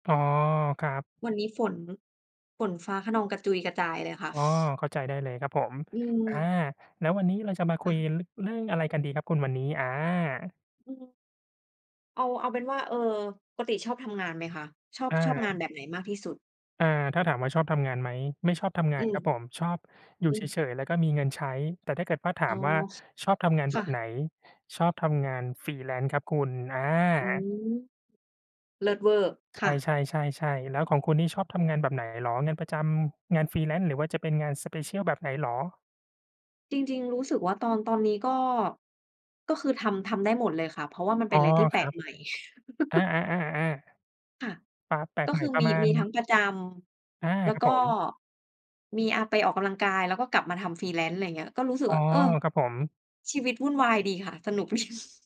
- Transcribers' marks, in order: chuckle; other background noise; in English: "Freelance"; in English: "Freelance"; in English: "Special"; laugh; in English: "Freelance"; laughing while speaking: "ดี"
- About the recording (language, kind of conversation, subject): Thai, unstructured, คุณชอบงานแบบไหนมากที่สุดในชีวิตประจำวัน?